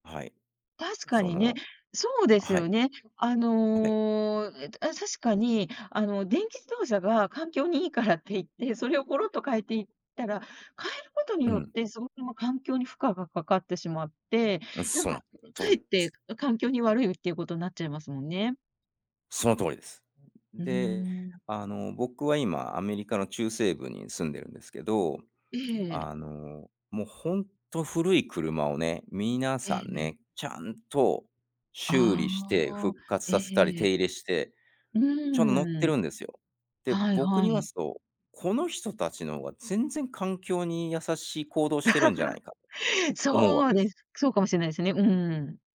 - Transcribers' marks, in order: laugh
- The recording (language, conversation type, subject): Japanese, podcast, 環境教育で子どもにまず何を伝えますか？